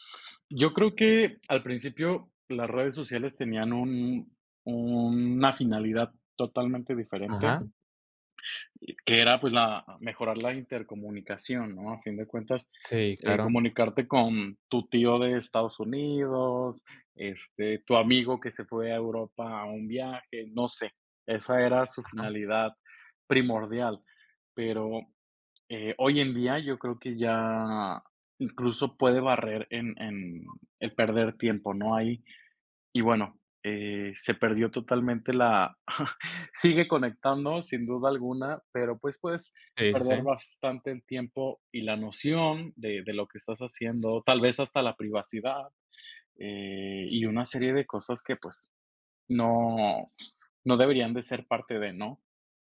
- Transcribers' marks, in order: chuckle
- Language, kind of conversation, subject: Spanish, podcast, ¿Qué te gusta y qué no te gusta de las redes sociales?